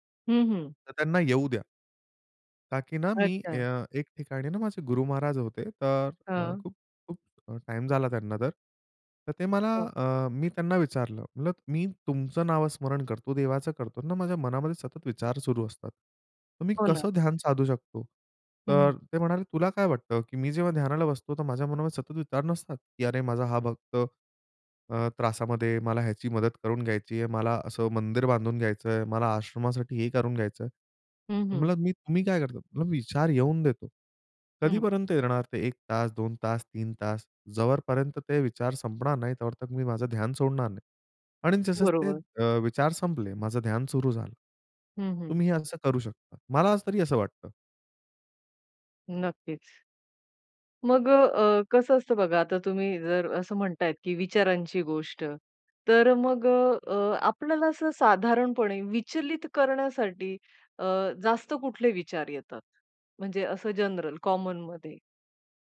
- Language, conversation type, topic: Marathi, podcast, ध्यान करताना लक्ष विचलित झाल्यास काय कराल?
- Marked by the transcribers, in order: "जो" said as "जवर"; in English: "कॉमनमध्ये"